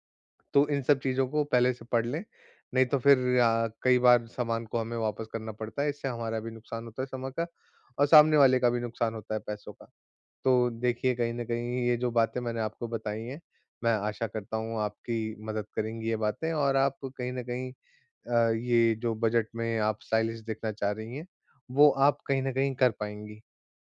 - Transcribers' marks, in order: in English: "स्टाइलिश"
- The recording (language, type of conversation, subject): Hindi, advice, कम बजट में स्टाइलिश दिखने के आसान तरीके